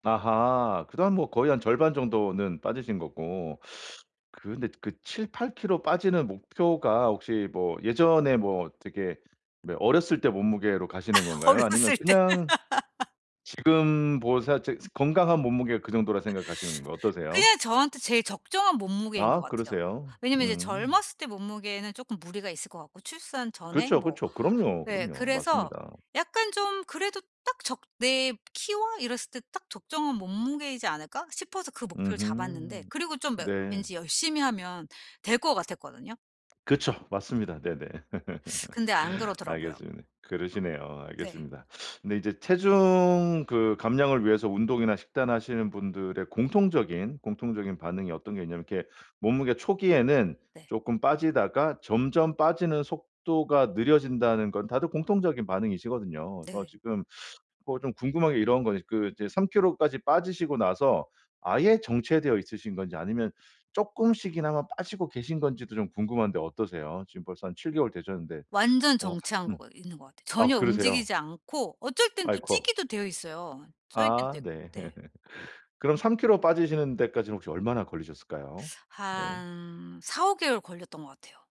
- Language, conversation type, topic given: Korean, advice, 습관이 제자리걸음이라 동기가 떨어질 때 어떻게 다시 회복하고 꾸준히 이어갈 수 있나요?
- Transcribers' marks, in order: "뭐" said as "메요"; tapping; laugh; laughing while speaking: "어렸을 때"; laugh; other background noise; chuckle; laugh